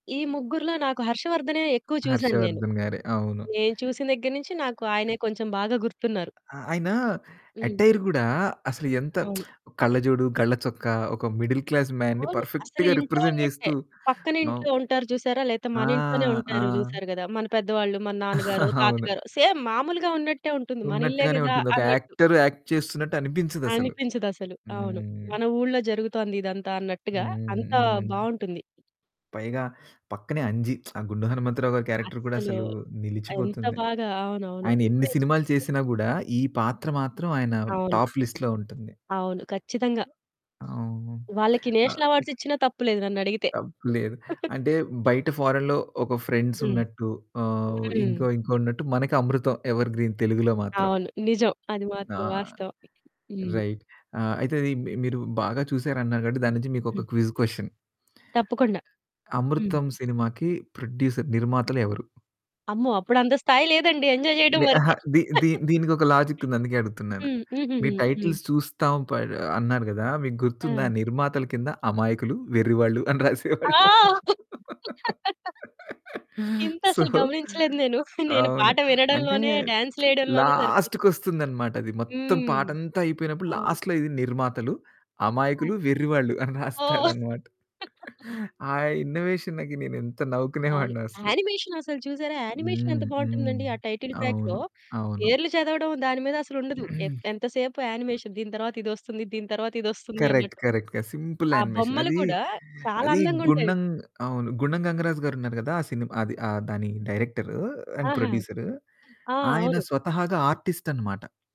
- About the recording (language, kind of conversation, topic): Telugu, podcast, పాత టెలివిజన్ ధారావాహికలు మీ మనసులో ఎందుకు అంతగా నిలిచిపోయాయి?
- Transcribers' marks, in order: in English: "అటైర్"; lip smack; static; in English: "మిడిల్ క్లాస్ మాన్‌ని పర్ఫెక్ట్‌గా రిప్రజెంట్"; distorted speech; other background noise; chuckle; in English: "సేమ్"; in English: "యాక్టర్ యాక్ట్"; lip smack; in English: "క్యారెక్టర్"; unintelligible speech; in English: "టాప్ లిస్ట్‌లో"; in English: "నేషనల్ అవార్డ్స్"; in English: "ఫారిన్‌లో"; chuckle; in English: "ఎవర్‌గ్రీన్"; in English: "రైట్"; in English: "క్విజ్ క్వెషన్"; in English: "ప్రొడ్యూసర్"; in English: "ఎంజాయ్"; chuckle; in English: "లాజిక్"; in English: "టైటిల్స్"; laugh; laughing while speaking: "అని రాసేవాళ్ళు"; laugh; in English: "సో"; giggle; lip smack; in English: "లాస్ట్‌లో"; laughing while speaking: "అని రాస్తాడనమాట"; chuckle; in English: "ఇన్నోవేషన్‌కి"; in English: "యానిమేషన్"; in English: "టైటిల్ ట్రాక్‌లో"; throat clearing; in English: "యానిమేషన్"; in English: "కరెక్ట్. కరెక్ట్‌గా, సింపుల్ యానిమేషన్"; in English: "అండ్"